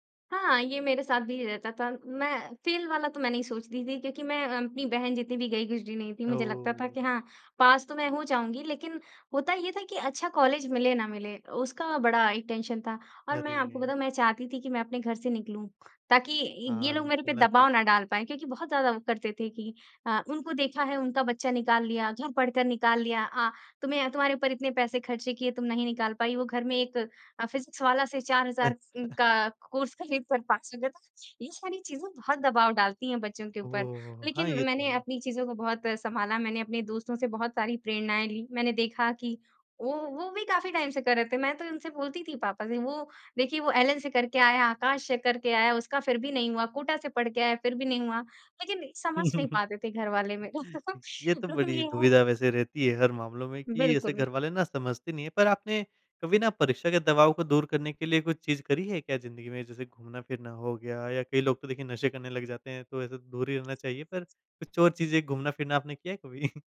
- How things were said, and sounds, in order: in English: "फ़ेल"; in English: "टेंशन"; chuckle; in English: "कोर्स"; in English: "टाइम"; chuckle; laughing while speaking: "मेरे को"; chuckle
- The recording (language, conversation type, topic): Hindi, podcast, आप परीक्षा के दबाव को कैसे संभालते हैं?